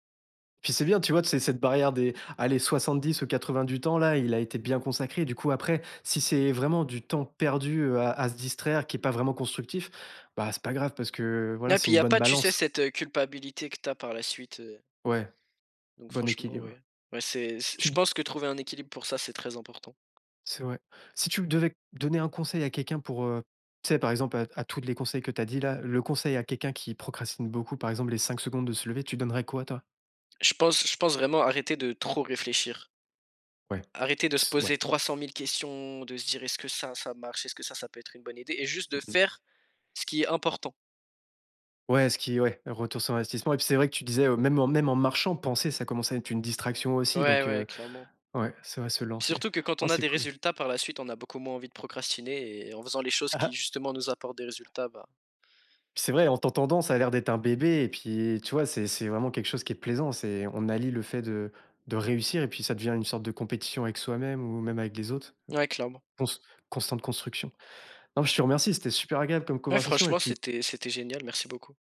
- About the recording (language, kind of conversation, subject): French, podcast, Que fais-tu quand la procrastination prend le dessus ?
- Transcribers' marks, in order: tapping; stressed: "faire"; chuckle; stressed: "plaisant"